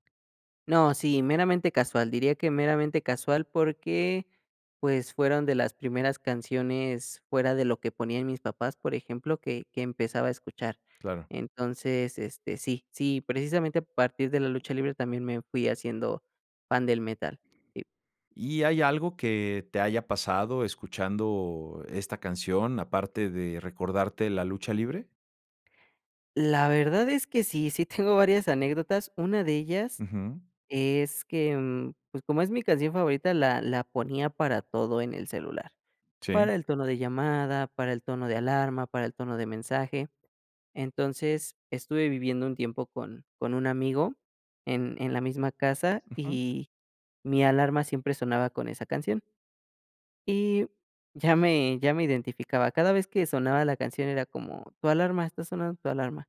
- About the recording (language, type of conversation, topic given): Spanish, podcast, ¿Cuál es tu canción favorita y por qué?
- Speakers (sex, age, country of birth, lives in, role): male, 20-24, Mexico, Mexico, guest; male, 55-59, Mexico, Mexico, host
- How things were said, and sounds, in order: none